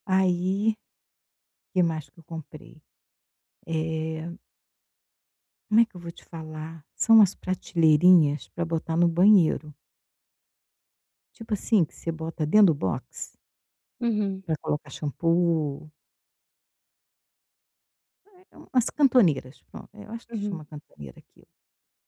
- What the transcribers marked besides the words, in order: tapping
- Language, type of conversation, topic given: Portuguese, advice, Como posso valorizar o essencial e resistir a comprar coisas desnecessárias?